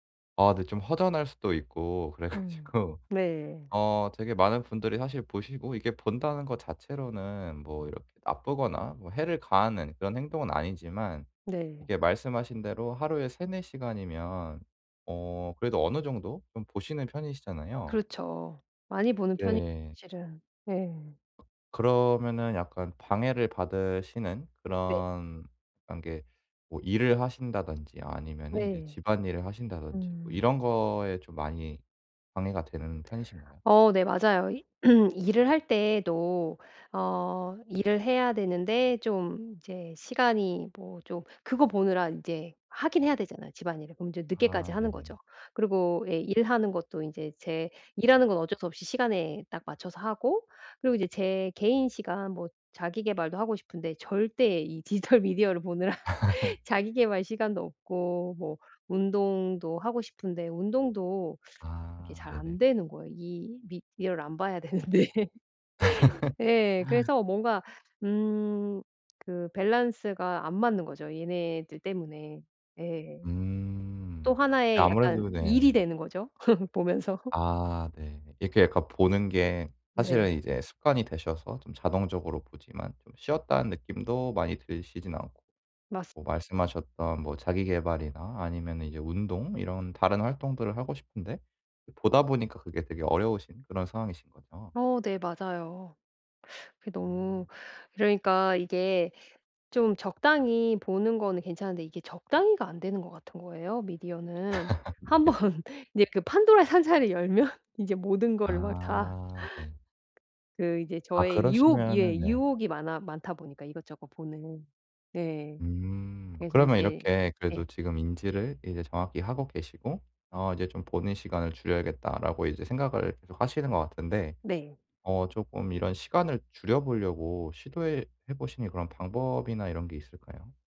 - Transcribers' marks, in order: laughing while speaking: "그래 가지고"; tapping; throat clearing; other background noise; laugh; laughing while speaking: "디지털 미디어를 보느라"; laugh; teeth sucking; laugh; laughing while speaking: "되는데"; laugh; laugh; teeth sucking; laugh; laughing while speaking: "네"; laughing while speaking: "한 번 이제 그 판도라의 상자를 열면"
- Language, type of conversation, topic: Korean, advice, 디지털 미디어 때문에 집에서 쉴 시간이 줄었는데, 어떻게 하면 여유를 되찾을 수 있을까요?